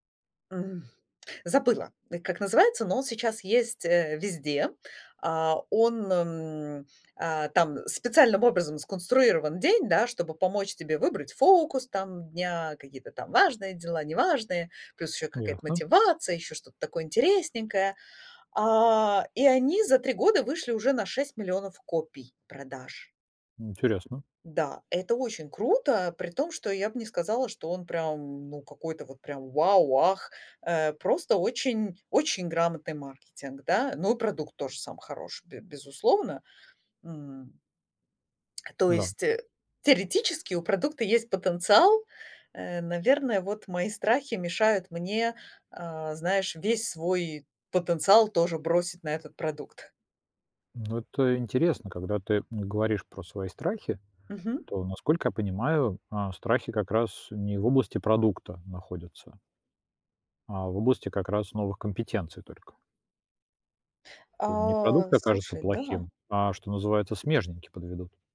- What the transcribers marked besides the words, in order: tapping
- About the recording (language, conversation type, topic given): Russian, advice, Как справиться с постоянным страхом провала при запуске своего первого продукта?